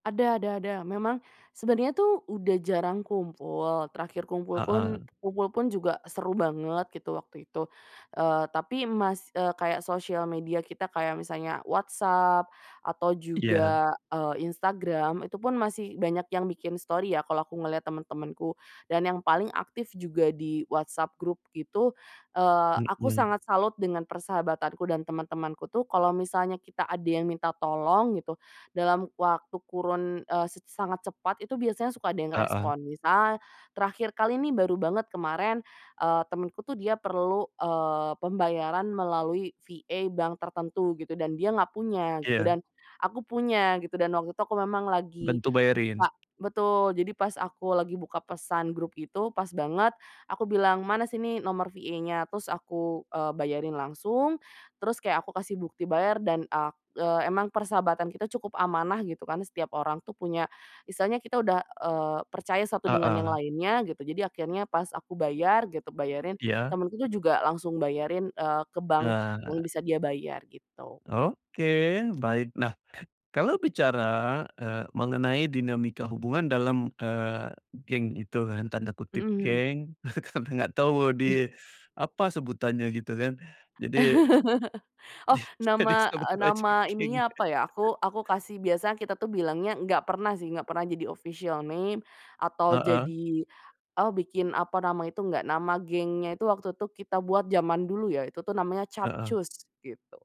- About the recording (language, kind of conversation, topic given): Indonesian, podcast, Apa pengalaman paling seru saat kamu ngumpul bareng teman-teman waktu masih sekolah?
- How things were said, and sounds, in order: in English: "story"; in English: "VA"; tapping; in English: "VA-nya"; laugh; laughing while speaking: "karena nggak tahu"; chuckle; laugh; chuckle; laughing while speaking: "jadi sebut aja geng"; chuckle; in English: "official name"